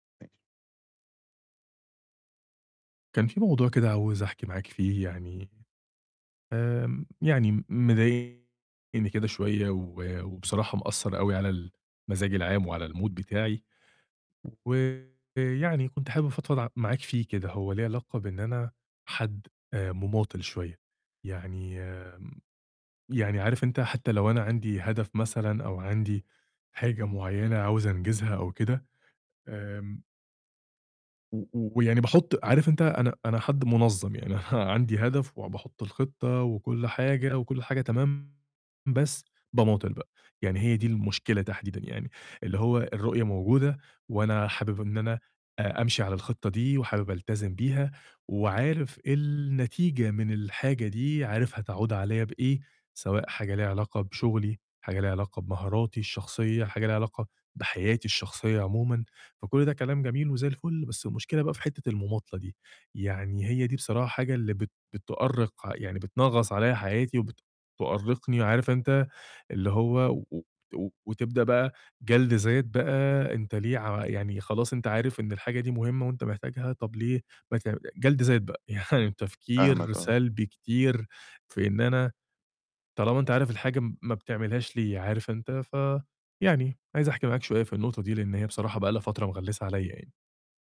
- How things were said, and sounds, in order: distorted speech; in English: "الMood"; tapping; chuckle; laughing while speaking: "يعني"
- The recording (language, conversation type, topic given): Arabic, advice, إزاي أبطل المماطلة وألتزم بمهامي وأنا فعلاً عايز كده؟